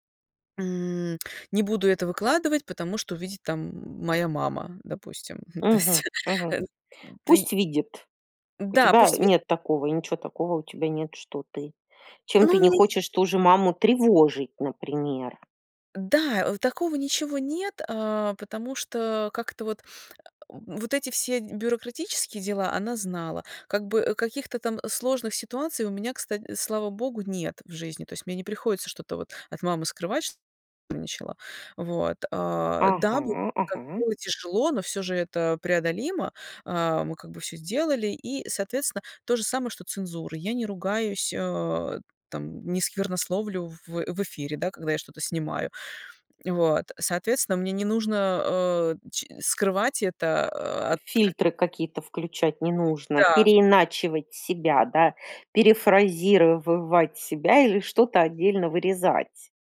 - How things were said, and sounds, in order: chuckle; laughing while speaking: "То есть"; "Перефразировать" said as "перефразировывать"
- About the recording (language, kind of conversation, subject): Russian, podcast, Как вы превращаете личный опыт в историю?